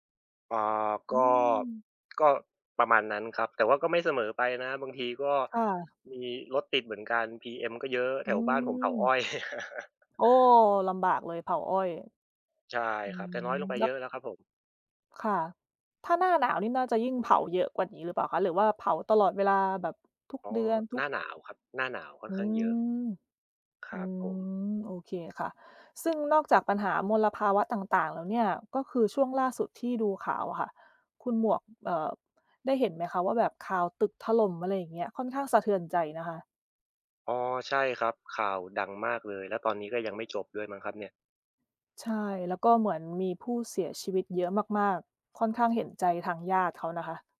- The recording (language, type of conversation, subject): Thai, unstructured, คุณคิดว่าเราควรเตรียมใจรับมือกับความสูญเสียอย่างไร?
- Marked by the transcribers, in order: chuckle; tapping